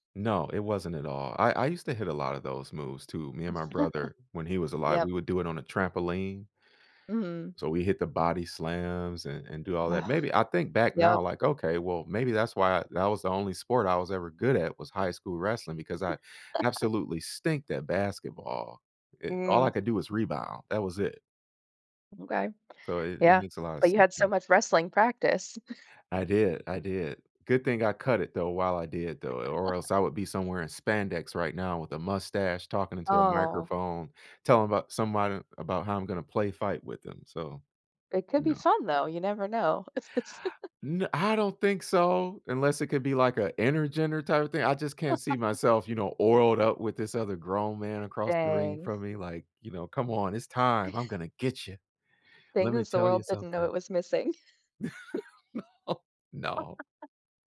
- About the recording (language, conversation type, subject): English, unstructured, Which small game-day habits should I look for to spot real fans?
- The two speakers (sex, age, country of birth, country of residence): female, 35-39, Germany, United States; male, 40-44, United States, United States
- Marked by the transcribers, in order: chuckle; chuckle; "stink" said as "stinked"; other background noise; chuckle; chuckle; chuckle; laugh; chuckle; laugh; laughing while speaking: "No"; chuckle; laugh